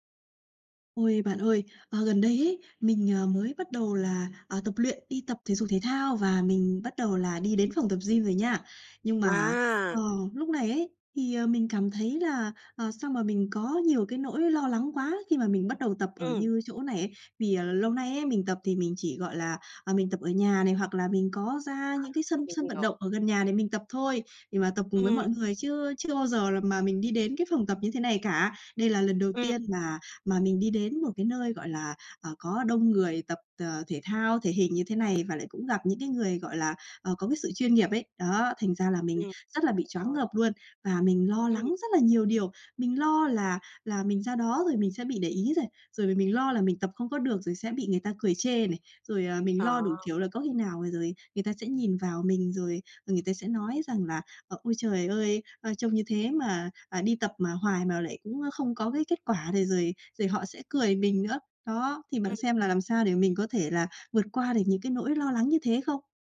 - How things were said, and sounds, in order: tapping
- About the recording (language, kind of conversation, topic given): Vietnamese, advice, Mình nên làm gì để bớt lo lắng khi mới bắt đầu tập ở phòng gym đông người?